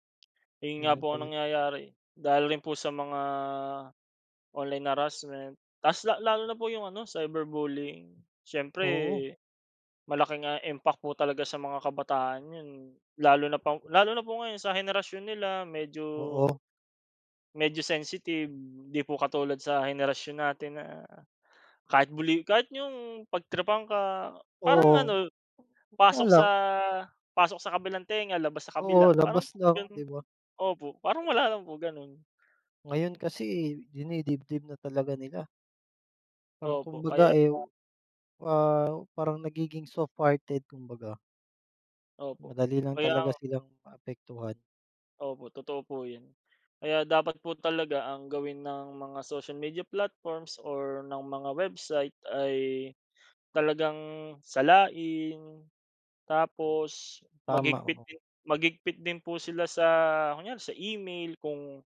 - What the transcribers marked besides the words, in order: none
- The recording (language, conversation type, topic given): Filipino, unstructured, Ano ang palagay mo sa panliligalig sa internet at paano ito nakaaapekto sa isang tao?